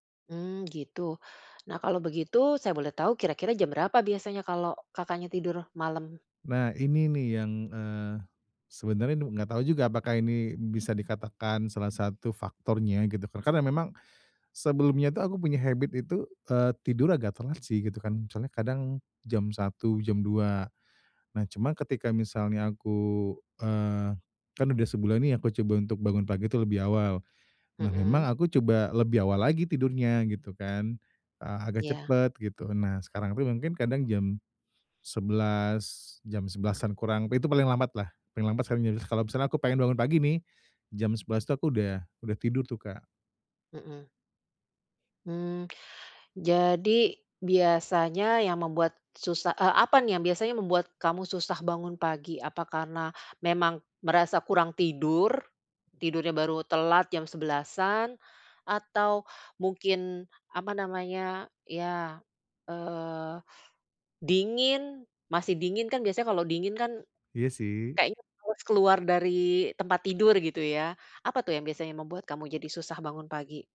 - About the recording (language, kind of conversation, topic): Indonesian, advice, Bagaimana cara membangun kebiasaan bangun pagi yang konsisten?
- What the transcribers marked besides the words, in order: other background noise; in English: "habit"